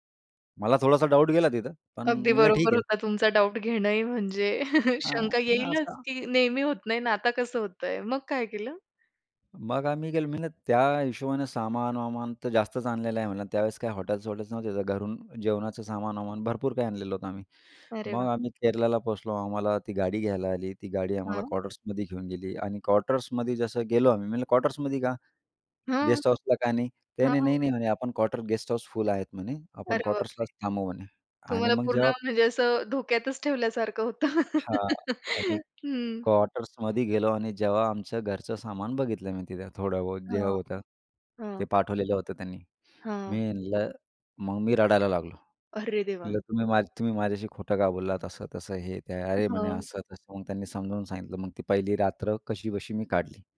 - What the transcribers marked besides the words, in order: other background noise; chuckle; tapping; laugh
- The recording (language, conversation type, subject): Marathi, podcast, बाबा-आजोबांच्या स्थलांतराच्या गोष्टी सांगशील का?